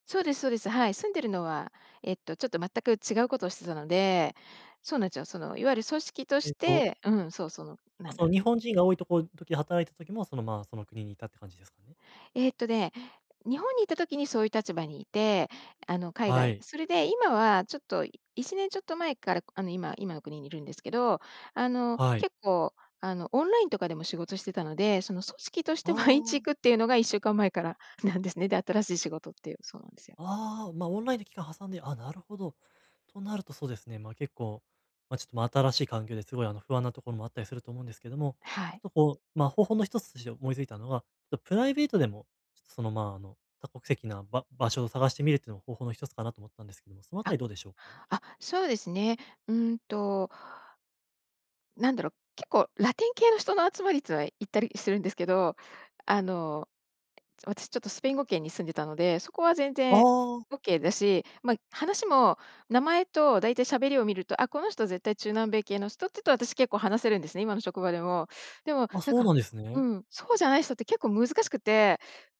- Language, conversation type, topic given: Japanese, advice, 他人の評価を気にしすぎない練習
- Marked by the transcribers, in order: laughing while speaking: "毎日行くっていうのが"; laughing while speaking: "なんですね"